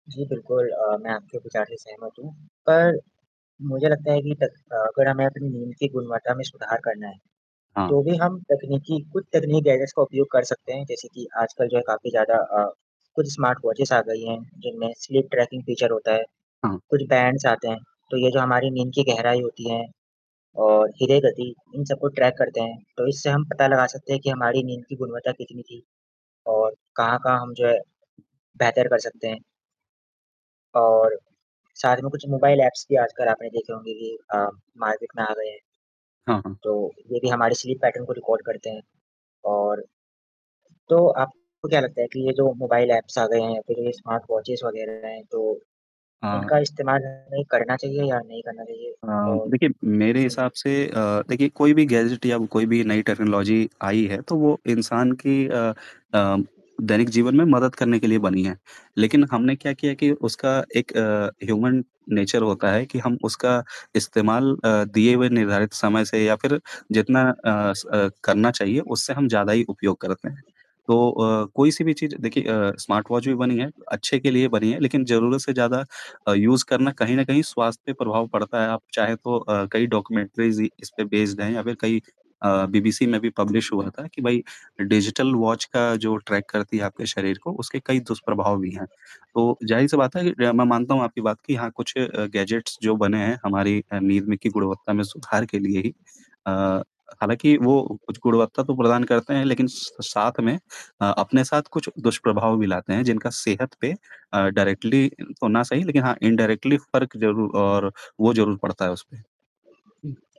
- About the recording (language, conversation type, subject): Hindi, unstructured, क्या तकनीकी उपकरणों ने आपकी नींद की गुणवत्ता पर असर डाला है?
- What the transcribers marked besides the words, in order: static; other background noise; in English: "गैजेट्स"; in English: "स्मार्टवॉचेज़"; in English: "स्लीप ट्रैकिंग फीचर"; in English: "बैंड्स"; in English: "ट्रैक"; in English: "ऐप्स"; in English: "मार्केट"; in English: "स्लीप पैटर्न"; in English: "रिकॉर्ड"; in English: "ऐप्स"; in English: "स्मार्टवॉचेज़"; distorted speech; in English: "गैजेट"; in English: "टेक्नोलॉज़ी"; in English: "ह्यूमन नेचर"; in English: "यूज़"; in English: "डॉक्यूमेंटरीज़"; in English: "बेस्ड"; in English: "पब्लिश"; in English: "डिजिटल वॉच"; in English: "ट्रैक"; in English: "गैजेट्स"; in English: "डायरेक्टली"; in English: "इनडायरेक्टली"